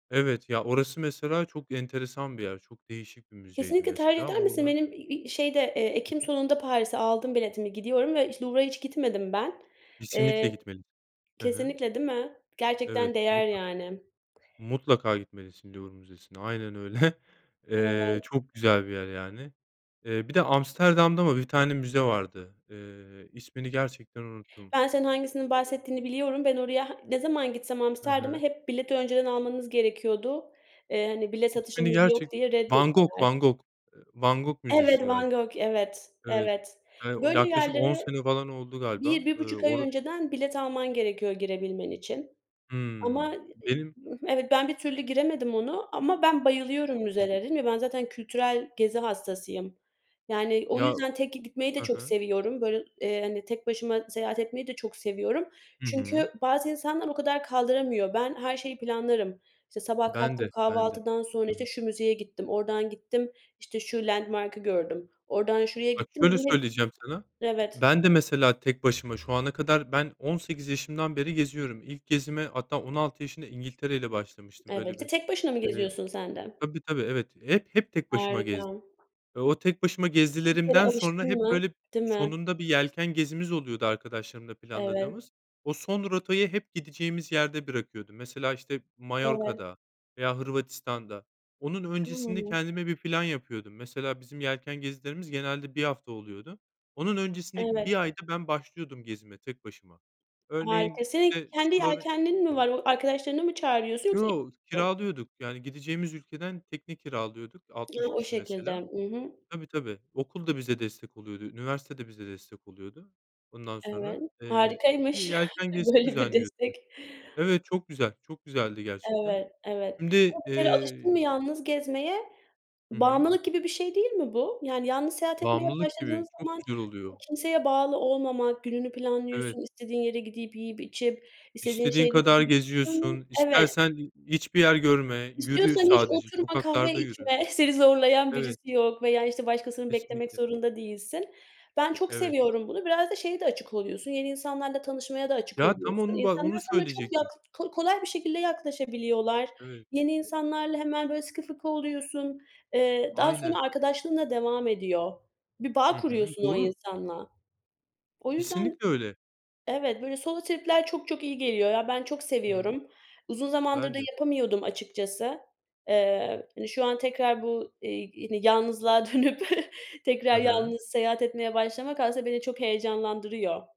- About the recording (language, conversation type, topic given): Turkish, unstructured, Seyahat etmek size ne kadar mutluluk verir?
- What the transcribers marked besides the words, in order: laughing while speaking: "öyle"; unintelligible speech; in English: "landmark'ı"; other background noise; tapping; unintelligible speech; chuckle; in English: "solo trip'ler"; chuckle